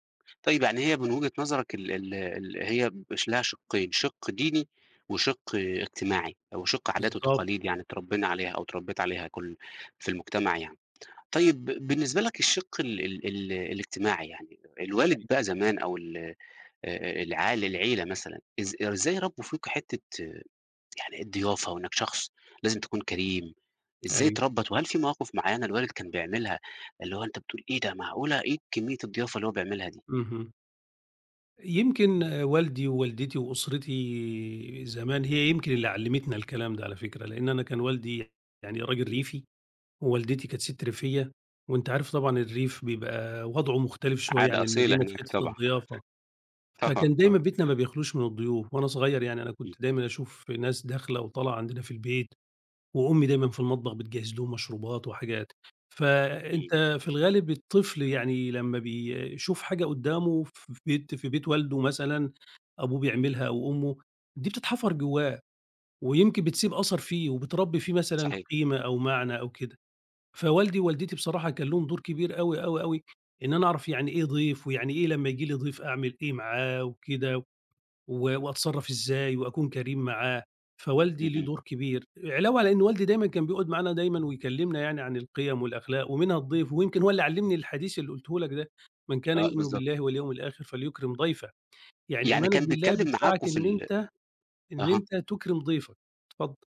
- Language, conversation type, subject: Arabic, podcast, إيه معنى الضيافة بالنسبالكوا؟
- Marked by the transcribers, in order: laughing while speaking: "طبعًا. طبعًا، طب"; tapping